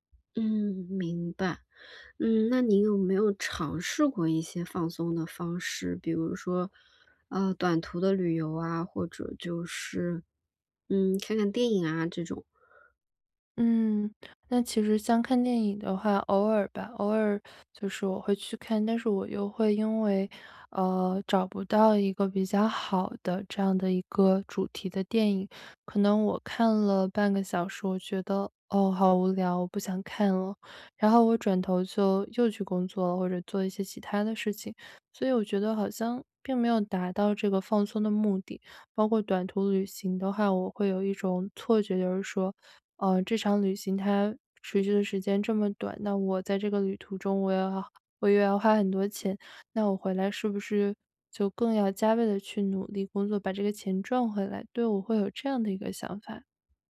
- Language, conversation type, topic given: Chinese, advice, 如何在忙碌中找回放鬆時間？
- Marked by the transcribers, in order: tapping